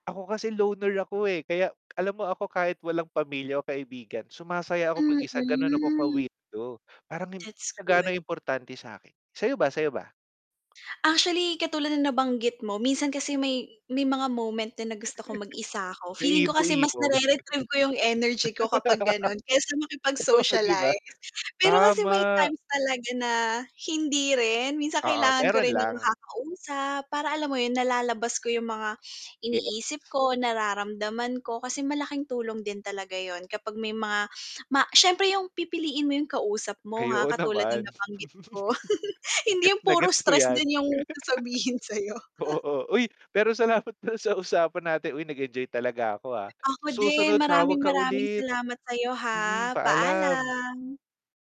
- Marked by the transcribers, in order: distorted speech; chuckle; static; laughing while speaking: "gano'n. Oo, 'di ba?"; laugh; drawn out: "Tama"; chuckle; laugh; laughing while speaking: "pero salamat pala sa usapan natin"; laughing while speaking: "sasabihin sa'yo"; chuckle; other background noise
- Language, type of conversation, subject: Filipino, unstructured, Ano ang mga simpleng hakbang para magkaroon ng masayang buhay?